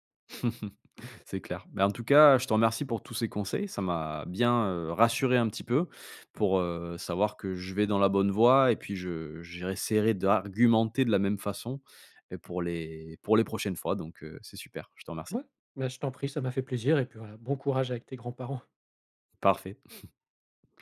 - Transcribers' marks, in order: chuckle; laughing while speaking: "grands-parents !"; chuckle
- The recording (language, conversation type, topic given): French, advice, Quelle pression ta famille exerce-t-elle pour que tu te maries ou que tu officialises ta relation ?